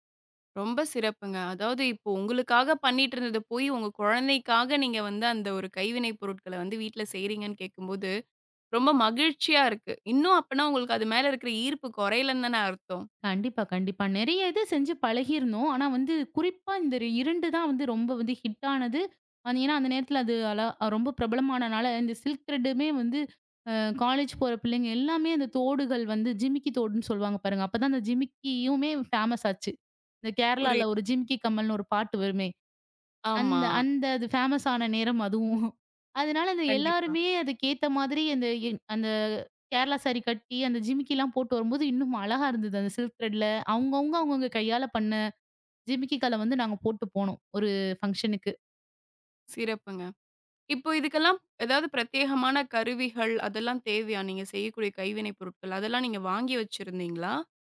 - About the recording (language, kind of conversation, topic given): Tamil, podcast, நீ கைவினைப் பொருட்களைச் செய்ய விரும்புவதற்கு உனக்கு என்ன காரணம்?
- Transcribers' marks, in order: in English: "ஹிட்"; in English: "சில்க் திரேட்"; in English: "ஃபேமஸ்"; in English: "ஃபேமஸ்"; chuckle; in English: "சில்க் திரேட்ல"